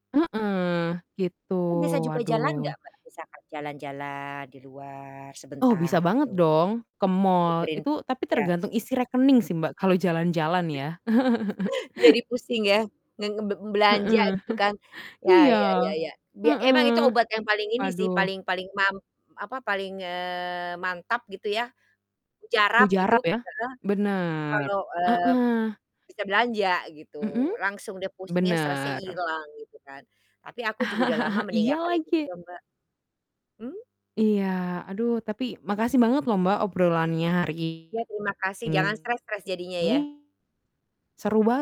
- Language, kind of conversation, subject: Indonesian, unstructured, Apa yang biasanya kamu lakukan saat merasa stres?
- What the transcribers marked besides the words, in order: distorted speech; other background noise; chuckle; laughing while speaking: "Heeh"; chuckle